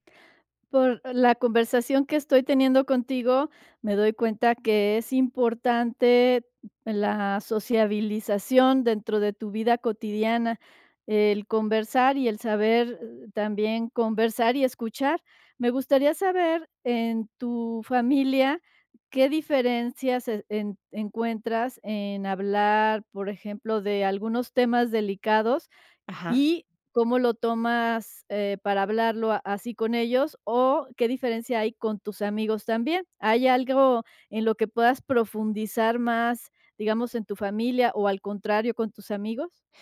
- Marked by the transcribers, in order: none
- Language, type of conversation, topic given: Spanish, podcast, ¿Qué rol juegan tus amigos y tu familia en tu tranquilidad?